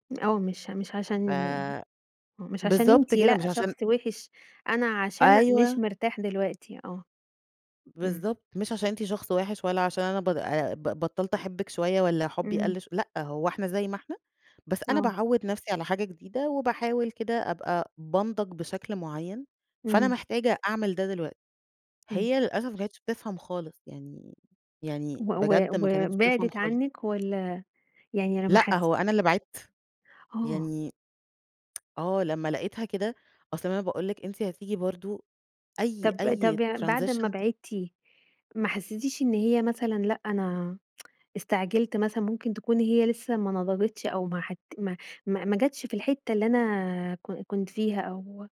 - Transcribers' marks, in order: other background noise; other noise; tsk; tapping; in English: "transition"; tsk
- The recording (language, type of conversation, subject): Arabic, podcast, إزاي بتتعلم تقول لا من غير ما تحس بالذنب أو تخسر علاقتك بالناس؟